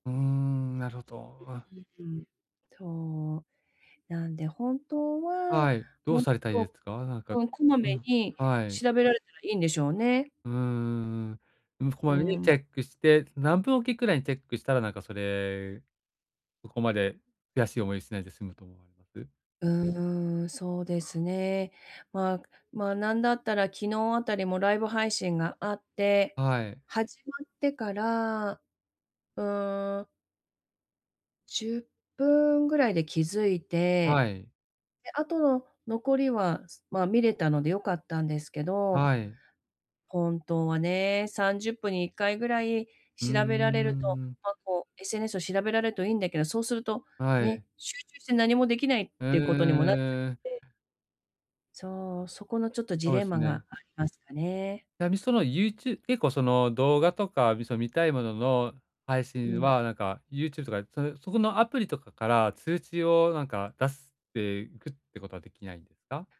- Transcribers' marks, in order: unintelligible speech; other background noise
- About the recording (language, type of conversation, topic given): Japanese, advice, 時間不足で趣味に手が回らない